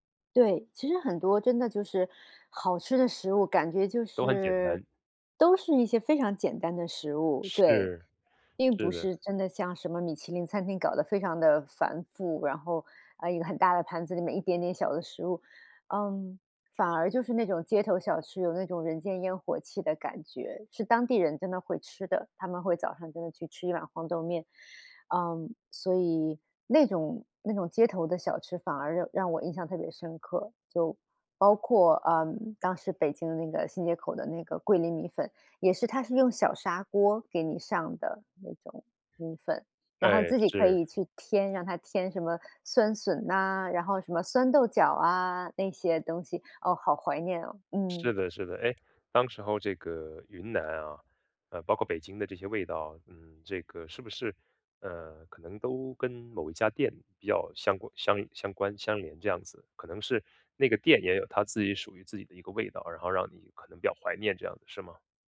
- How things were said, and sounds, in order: other background noise
- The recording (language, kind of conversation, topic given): Chinese, podcast, 你有没有特别怀念的街头小吃？